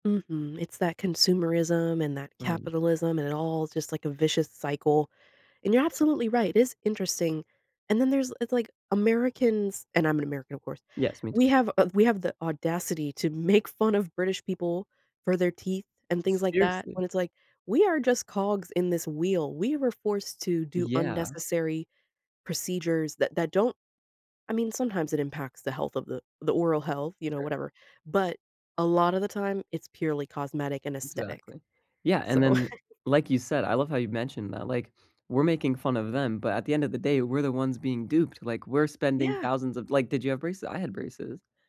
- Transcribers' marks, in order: other noise; laughing while speaking: "make"; other background noise; chuckle
- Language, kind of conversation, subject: English, unstructured, How does the media use fear to sell products?